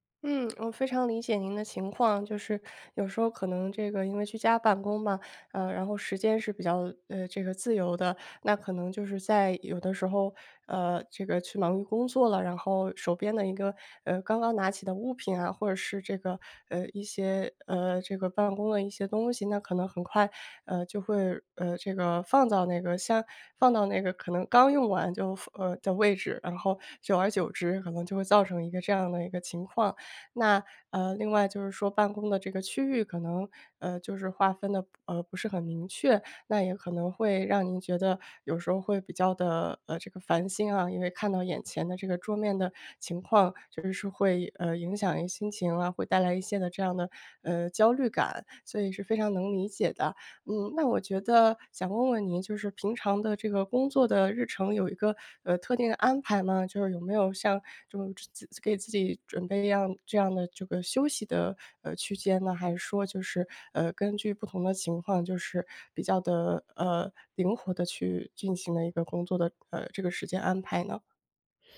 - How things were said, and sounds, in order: none
- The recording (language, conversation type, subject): Chinese, advice, 我怎样才能保持工作区整洁，减少杂乱？